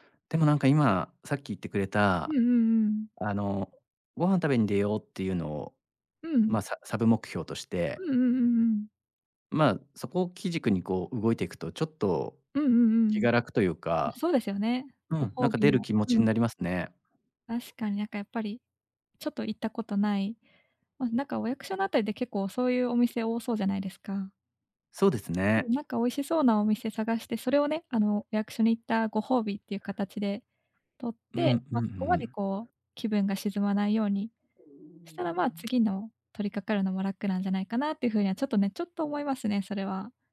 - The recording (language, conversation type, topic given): Japanese, advice, 複数のプロジェクトを抱えていて、どれにも集中できないのですが、どうすればいいですか？
- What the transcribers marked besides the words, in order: other background noise; tapping; unintelligible speech